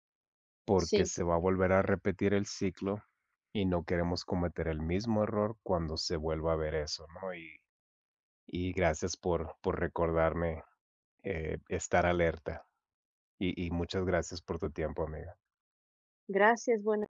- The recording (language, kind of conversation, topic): Spanish, unstructured, ¿Cuál crees que ha sido el mayor error de la historia?
- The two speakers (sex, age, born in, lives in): male, 40-44, United States, United States; other, 30-34, Mexico, Mexico
- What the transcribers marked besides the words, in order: none